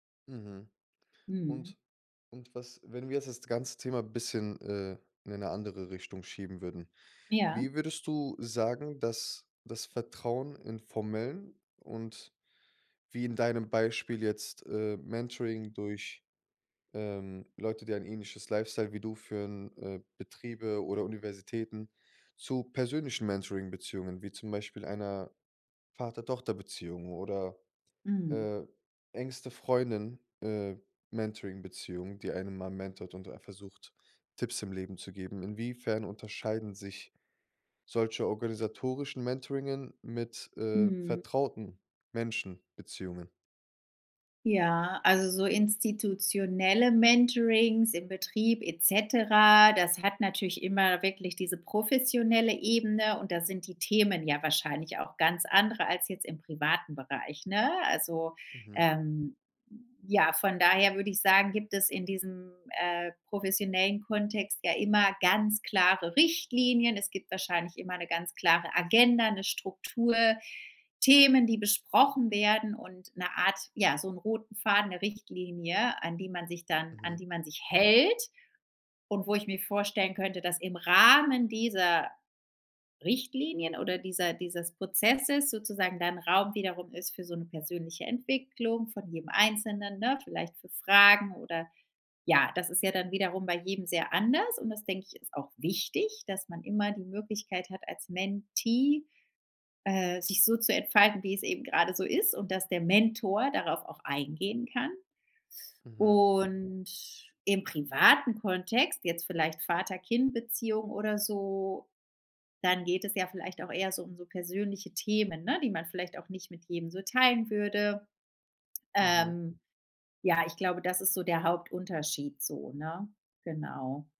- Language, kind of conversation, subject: German, podcast, Welche Rolle spielt Vertrauen in Mentoring-Beziehungen?
- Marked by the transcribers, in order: other background noise; drawn out: "cetera"; stressed: "hält"; stressed: "Rahmen"; stressed: "wichtig"; other noise; drawn out: "Und"